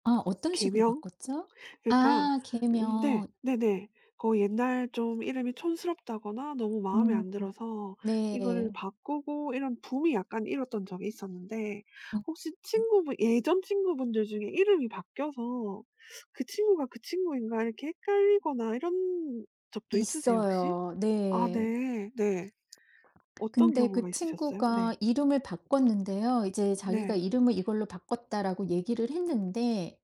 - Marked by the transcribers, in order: other background noise
- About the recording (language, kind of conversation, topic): Korean, podcast, 이름이나 성씨에 얽힌 이야기가 있으신가요?